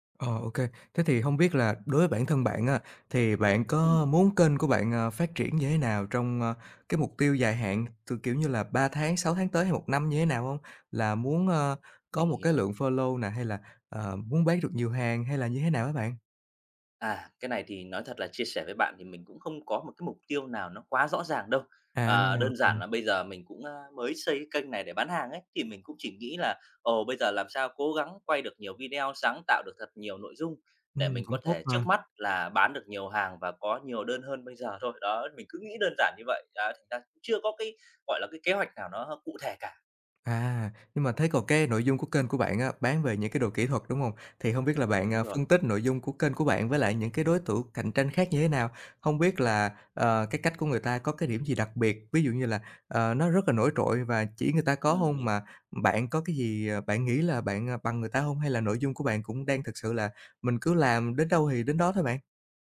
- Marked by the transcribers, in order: tapping; in English: "follow"; other background noise
- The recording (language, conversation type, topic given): Vietnamese, advice, Làm thế nào để ngừng so sánh bản thân với người khác để không mất tự tin khi sáng tạo?